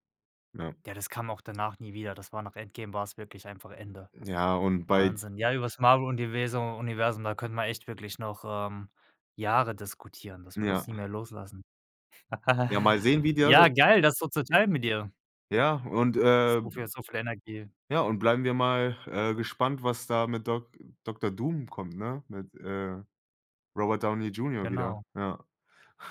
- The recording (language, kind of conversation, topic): German, podcast, Welche Filmszene kannst du nie vergessen, und warum?
- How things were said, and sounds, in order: laugh; other noise